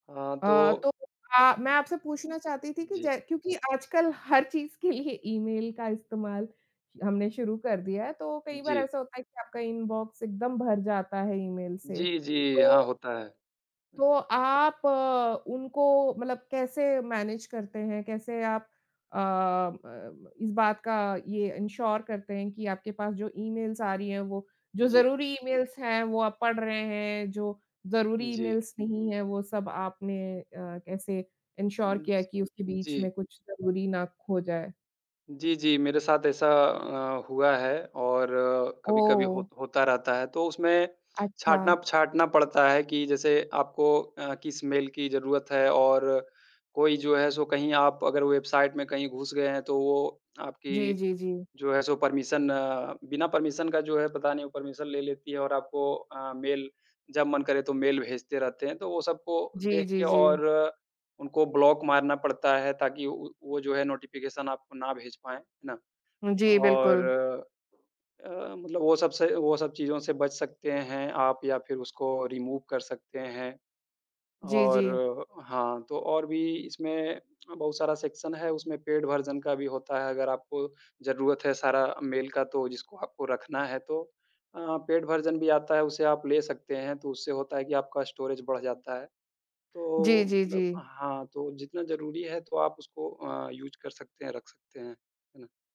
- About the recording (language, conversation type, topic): Hindi, unstructured, ईमेल के साथ आपका तालमेल कैसा है?
- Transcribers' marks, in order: tapping; other noise; in English: "मैनेज"; in English: "इंश्योर"; in English: "ईमेल्स"; in English: "ईमेल्स"; in English: "ईमेल्स"; in English: "इंश्योर"; lip smack; in English: "सो परमिशन"; in English: "परमिशन"; in English: "परमिशन"; in English: "नोटिफ़िकेशन"; in English: "रिमूव"; lip smack; in English: "सेक्शन"; in English: "पेड वर्जन"; in English: "पेड वर्ज़न"; in English: "स्टोरेज"; in English: "यूज़"